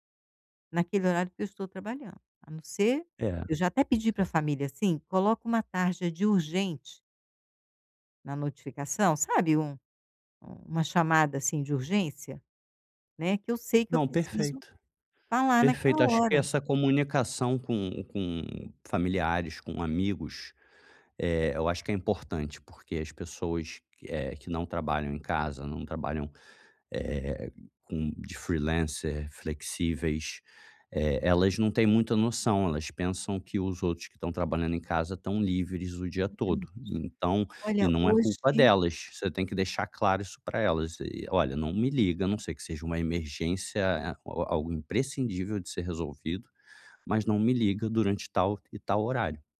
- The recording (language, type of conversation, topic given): Portuguese, advice, Como posso levantar cedo com mais facilidade?
- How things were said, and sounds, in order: other background noise; tapping; in English: "freelancer"